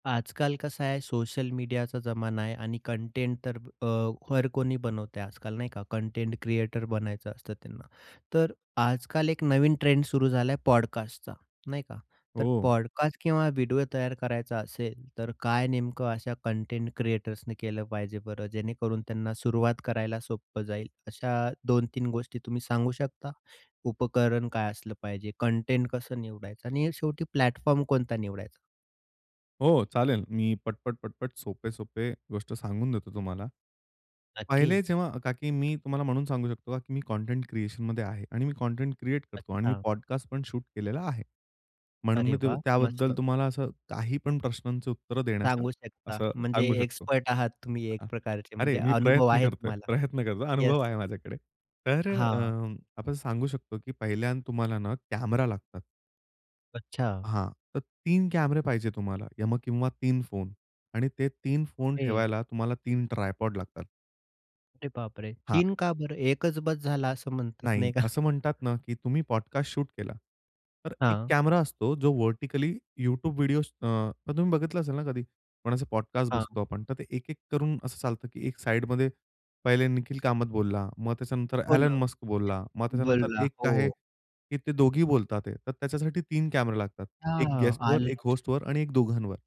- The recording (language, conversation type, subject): Marathi, podcast, पॉडकास्ट किंवा व्हिडिओ बनवायला तुम्ही कशी सुरुवात कराल?
- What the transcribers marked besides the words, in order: in English: "पॉडकास्टचा"; in English: "पॉडकास्ट"; in English: "प्लॅटफॉर्म"; tapping; in English: "पॉडकास्ट"; in English: "शूट"; other background noise; in English: "ट्रायपॉड"; laughing while speaking: "नाही का?"; in English: "पॉडकास्ट शूट"; in English: "व्हर्टिकली"; in English: "पॉडकास्ट"; in English: "होस्टवर"